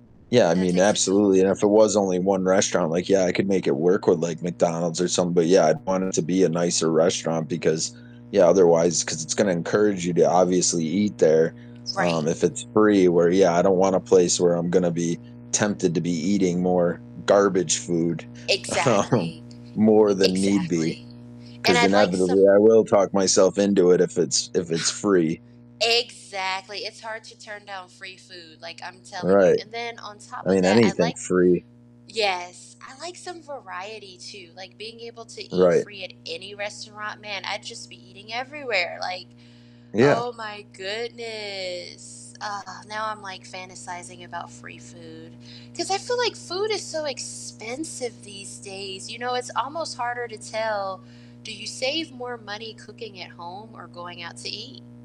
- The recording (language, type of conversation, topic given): English, unstructured, How would your life change if you could travel anywhere for free or eat out without ever paying?
- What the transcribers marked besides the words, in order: static; mechanical hum; tapping; distorted speech; laughing while speaking: "um"; other background noise; scoff; stressed: "goodness"